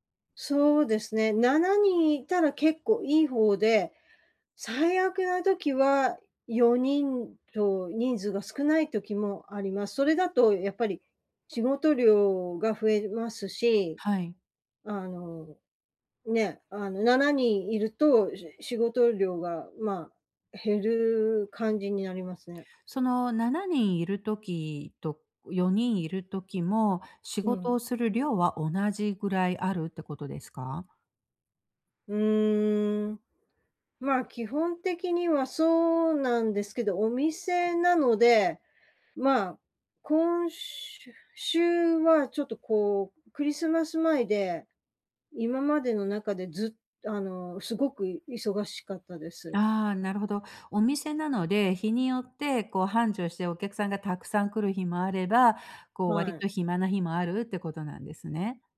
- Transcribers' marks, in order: none
- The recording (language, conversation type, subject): Japanese, advice, グループで自分の居場所を見つけるにはどうすればいいですか？